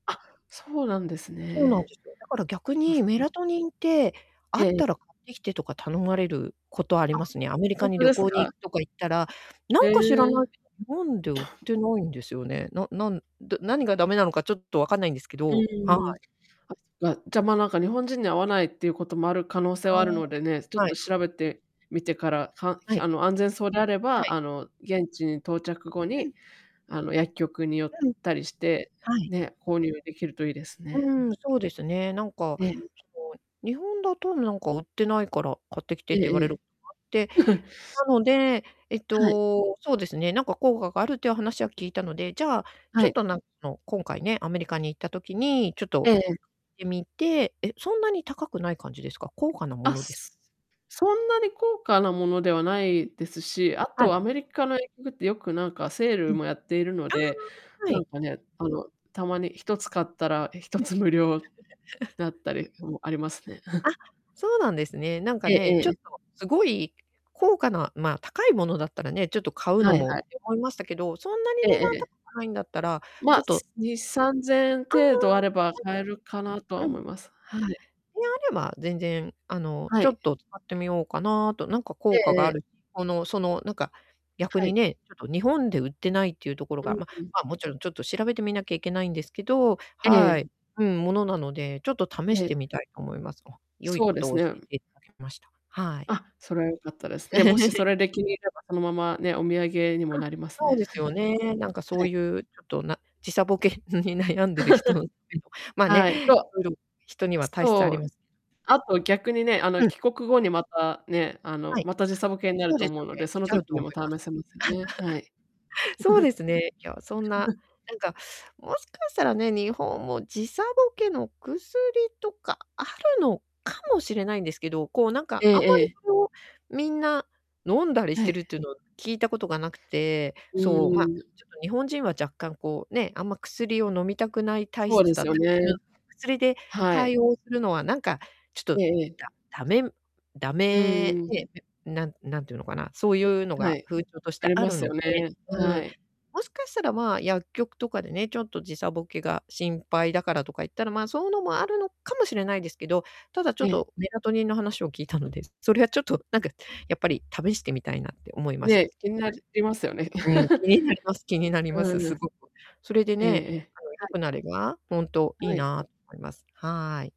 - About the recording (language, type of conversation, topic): Japanese, advice, 旅行中の不安やストレスをどのように管理すればよいですか？
- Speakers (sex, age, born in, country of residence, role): female, 35-39, Japan, United States, advisor; female, 55-59, Japan, Japan, user
- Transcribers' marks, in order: tapping; distorted speech; other background noise; cough; laugh; unintelligible speech; laugh; chuckle; static; unintelligible speech; laugh; chuckle; laughing while speaking: "時差ボケに悩んでる人って"; laugh; laugh; laugh; laugh